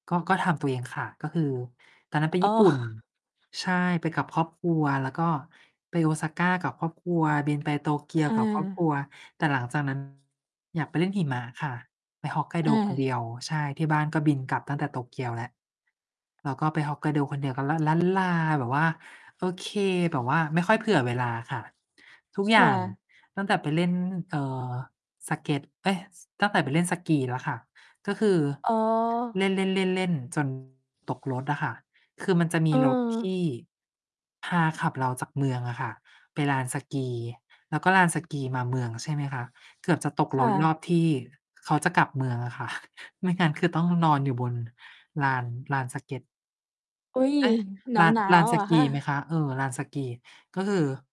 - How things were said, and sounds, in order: mechanical hum; chuckle; tapping; static; distorted speech; chuckle
- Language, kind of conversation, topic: Thai, unstructured, คุณเคยเจอประสบการณ์แย่ๆ ระหว่างเดินทางไหม เล่าให้ฟังหน่อยได้ไหม?
- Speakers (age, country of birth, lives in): 20-24, Thailand, Belgium; 60-64, Thailand, Thailand